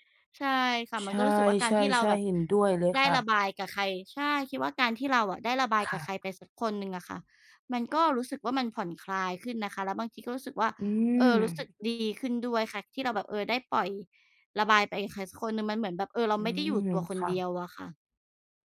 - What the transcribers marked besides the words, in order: none
- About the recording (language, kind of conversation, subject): Thai, unstructured, สิ่งสำคัญที่สุดที่คุณได้เรียนรู้จากความล้มเหลวคืออะไร?